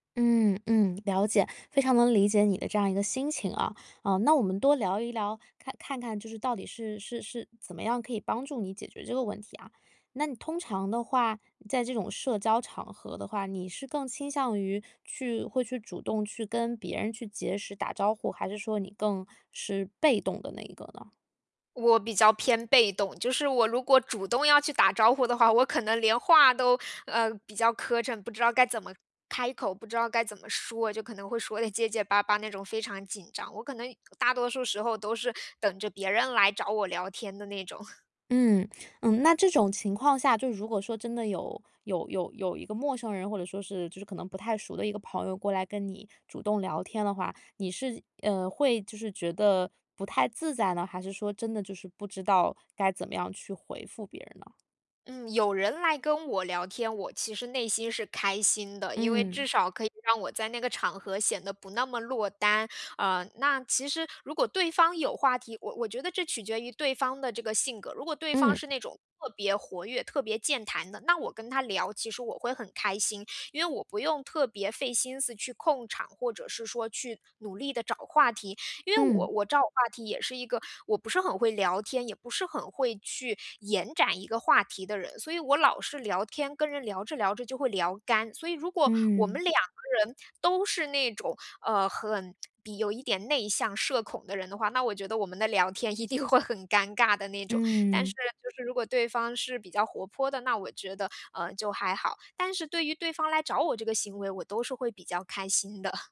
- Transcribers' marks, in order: tapping; laughing while speaking: "我可能连话都"; laughing while speaking: "说得结结巴巴那种"; chuckle; "找" said as "照"; laughing while speaking: "一定会很尴尬的那种"; chuckle
- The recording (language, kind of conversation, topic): Chinese, advice, 如何在派对上不显得格格不入？